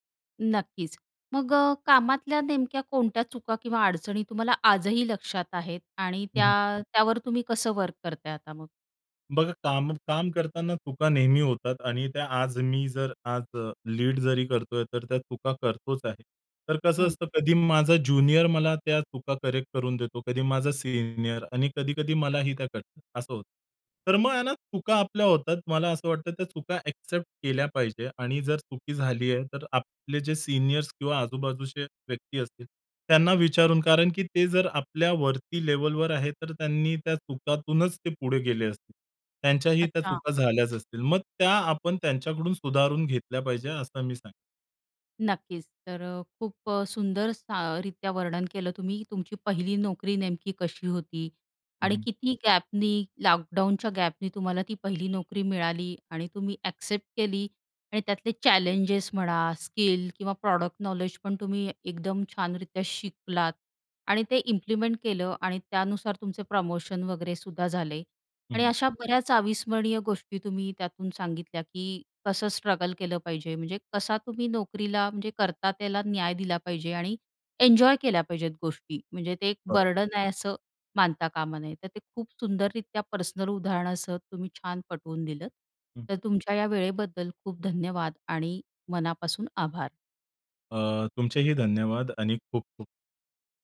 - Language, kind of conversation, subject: Marathi, podcast, तुम्हाला तुमच्या पहिल्या नोकरीबद्दल काय आठवतं?
- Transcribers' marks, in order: tapping; in English: "एक्सेप्ट"; other background noise; horn; in English: "एक्सेप्ट"; in English: "प्रॉडक्ट"; in English: "इम्प्लिमेंट"; in English: "बर्डन"